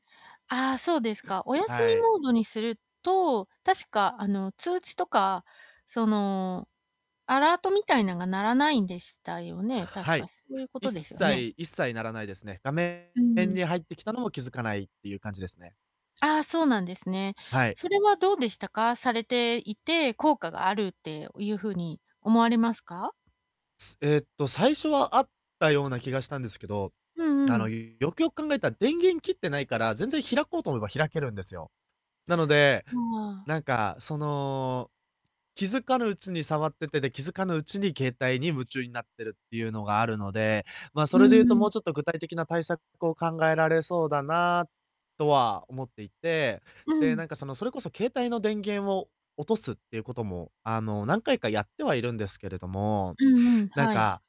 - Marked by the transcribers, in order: distorted speech; other background noise
- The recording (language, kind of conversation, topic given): Japanese, advice, 仕事中に注意が散漫になってしまうのですが、どうすれば集中を続けられますか？
- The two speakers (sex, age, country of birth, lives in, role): female, 45-49, Japan, United States, advisor; male, 20-24, Japan, Japan, user